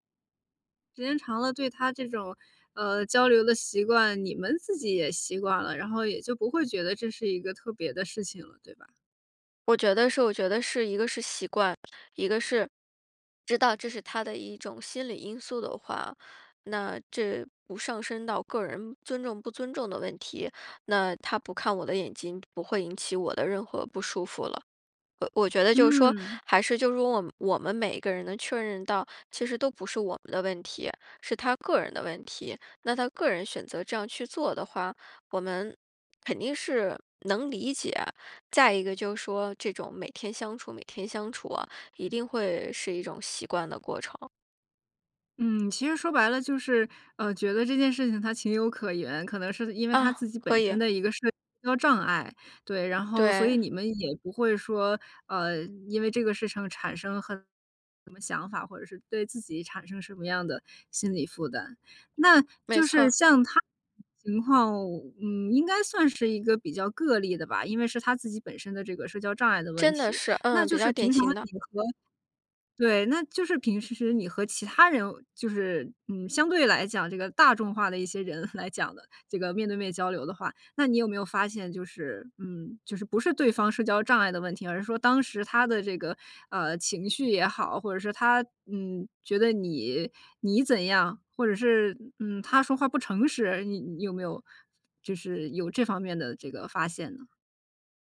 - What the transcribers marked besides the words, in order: other background noise; "事情" said as "事成"; unintelligible speech
- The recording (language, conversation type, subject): Chinese, podcast, 当别人和你说话时不看你的眼睛，你会怎么解读？